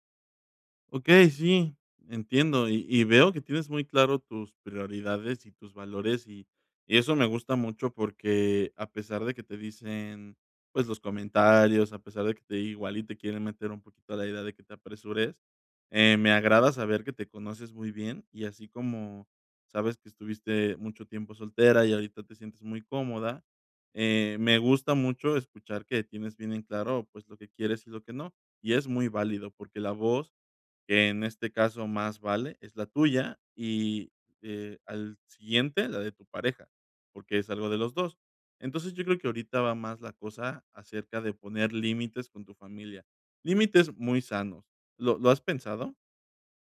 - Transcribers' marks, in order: none
- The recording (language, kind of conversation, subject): Spanish, advice, ¿Cómo te has sentido ante la presión de tu familia para casarte y formar pareja pronto?
- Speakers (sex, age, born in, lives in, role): female, 30-34, Mexico, Mexico, user; male, 30-34, Mexico, Mexico, advisor